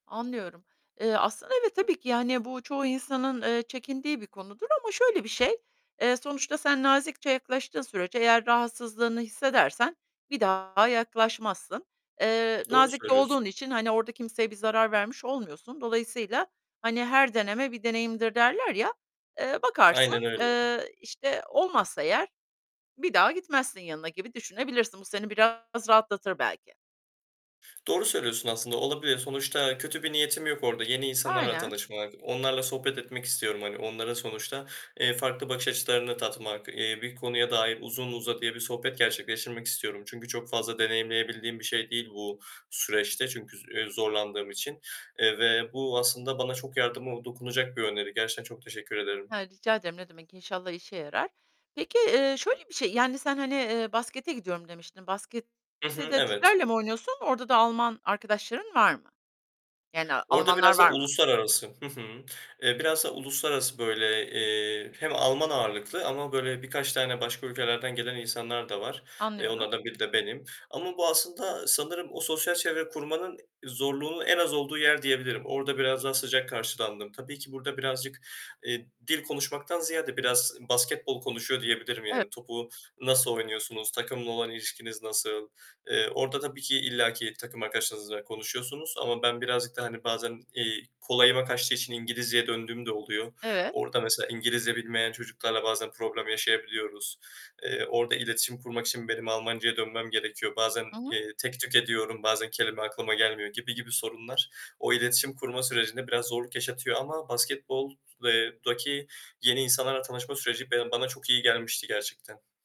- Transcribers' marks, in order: tapping; distorted speech; other background noise
- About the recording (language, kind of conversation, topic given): Turkish, advice, Yeni bir şehirde sosyal çevre kurmakta neden zorlanıyorsun?